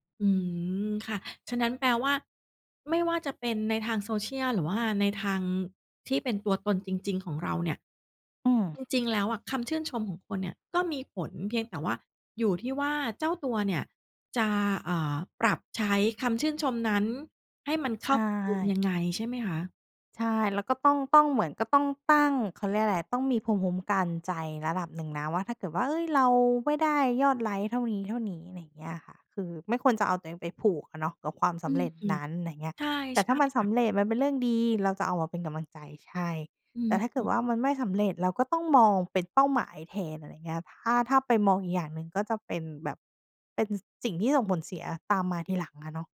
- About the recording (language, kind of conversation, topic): Thai, podcast, สังคมออนไลน์เปลี่ยนความหมายของความสำเร็จอย่างไรบ้าง?
- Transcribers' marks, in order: other background noise; tapping